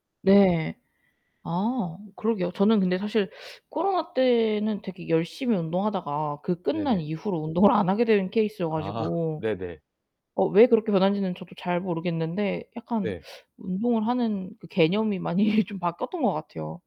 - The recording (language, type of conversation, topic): Korean, unstructured, 운동을 꾸준히 하려면 어떻게 해야 할까요?
- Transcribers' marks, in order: static; laughing while speaking: "아"; teeth sucking; laughing while speaking: "많이"